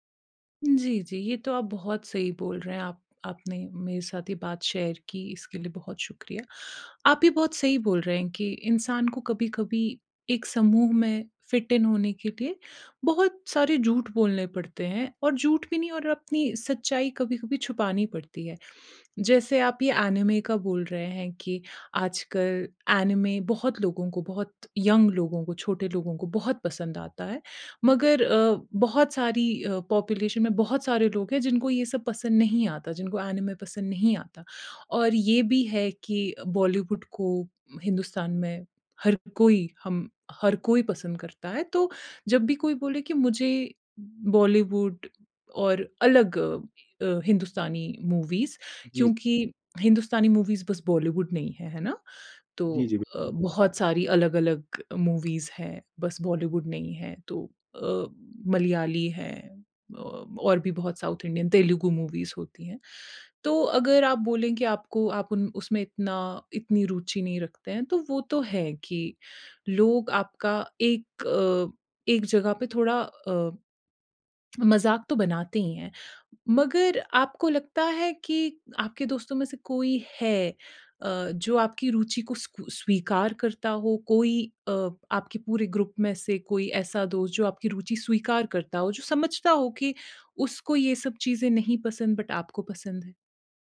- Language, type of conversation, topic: Hindi, advice, दोस्तों के बीच अपनी अलग रुचि क्यों छुपाते हैं?
- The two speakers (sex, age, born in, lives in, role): female, 30-34, India, India, advisor; male, 25-29, India, India, user
- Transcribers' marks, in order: in English: "शेयर"; in English: "फिट इन"; in English: "पॉपुलेशन"; in English: "मूवीज़"; in English: "मूवीज़"; in English: "मूवीज़"; in English: "साउथ इंडियन"; in English: "मूवीज़"; tapping; in English: "ग्रुप"; in English: "बट"